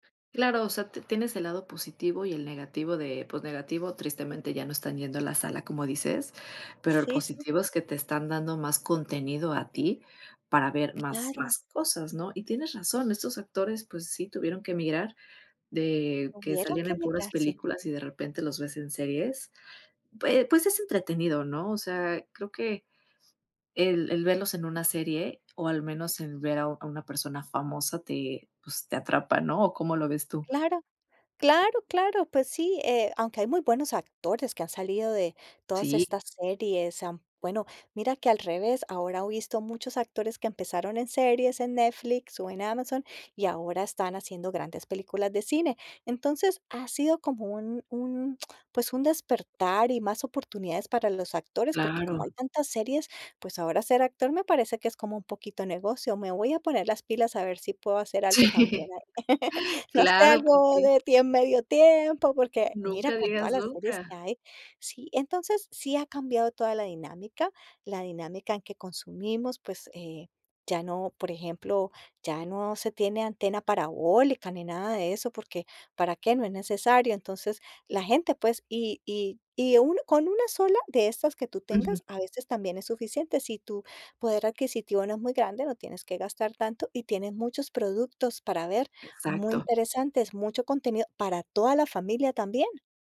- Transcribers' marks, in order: laughing while speaking: "Sí"; chuckle
- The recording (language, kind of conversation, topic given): Spanish, podcast, ¿Cómo ha cambiado el streaming la forma en que consumimos entretenimiento?